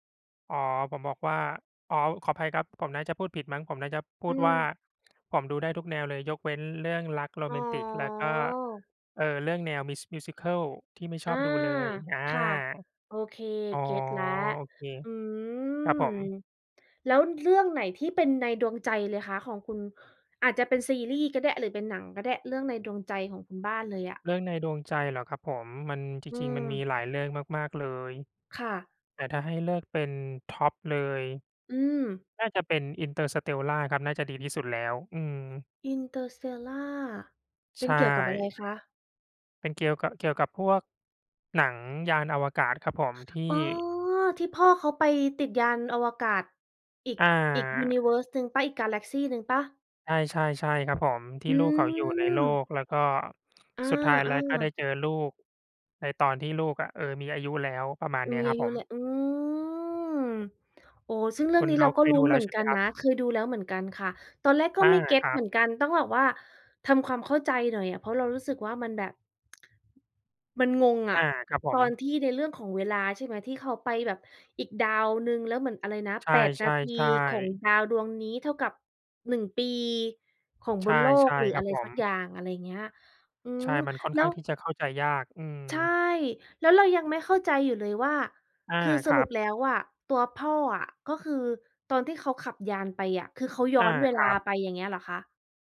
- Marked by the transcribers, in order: "ขออภัย" said as "ขอภัย"; drawn out: "อ๋อ"; in English: "Musi Musical"; drawn out: "อืม"; in English: "ยูนิเวิร์ส"; drawn out: "อืม"; tsk
- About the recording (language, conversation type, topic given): Thai, unstructured, หนังเรื่องล่าสุดที่คุณดูมีอะไรที่ทำให้คุณประทับใจบ้าง?